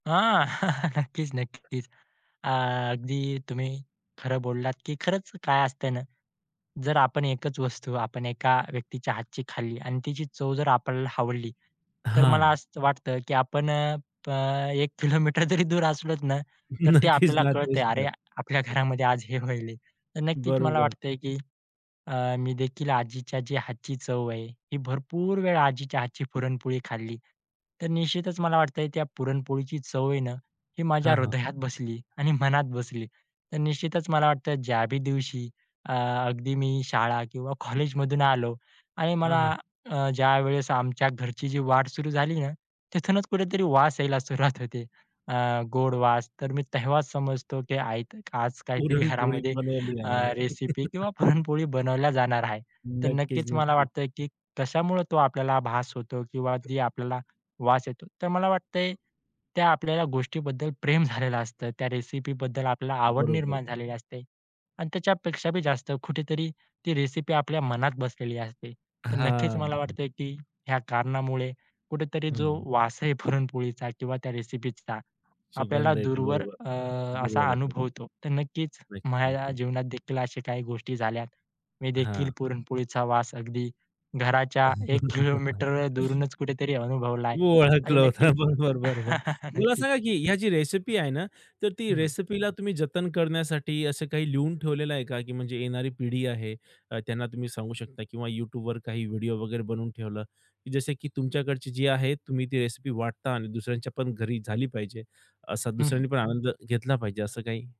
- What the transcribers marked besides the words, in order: chuckle; laughing while speaking: "नक्कीच, नक्कीच"; other background noise; laughing while speaking: "एक किलोमीटर जरी दूर असलो ना"; laughing while speaking: "नक्कीच, नाती असतात"; other noise; tapping; laughing while speaking: "पुरणपोळी बनवली आहे म्हणा"; chuckle; chuckle; laughing while speaking: "ओळखला होता. बरोबर, बरोबर"; chuckle; background speech
- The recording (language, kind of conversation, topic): Marathi, podcast, तुमच्या घरात पिढ्यान्‌पिढ्या चालत आलेली कोणती पाककृती आहे?